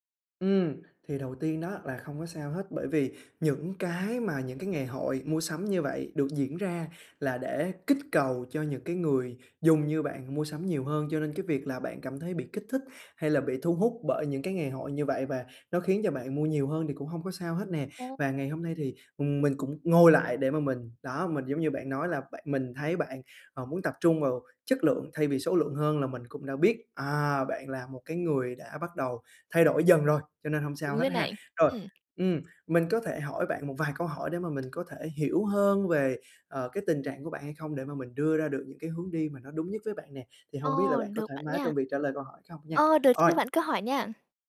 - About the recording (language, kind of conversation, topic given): Vietnamese, advice, Làm thế nào để ưu tiên chất lượng hơn số lượng khi mua sắm?
- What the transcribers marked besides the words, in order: tapping